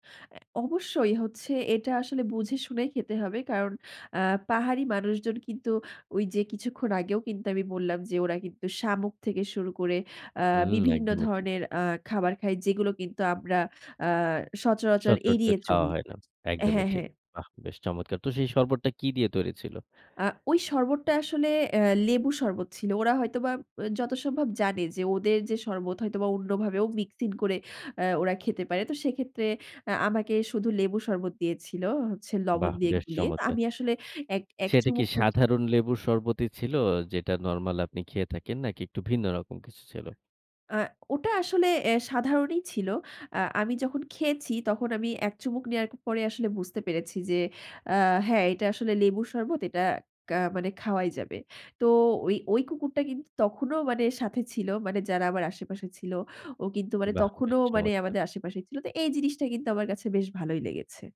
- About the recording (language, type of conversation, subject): Bengali, podcast, আপনি কি কোনো অচেনা শহরে একা ঘুরে বেড়ানোর অভিজ্ঞতার গল্প বলবেন?
- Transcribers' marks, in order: other background noise; tapping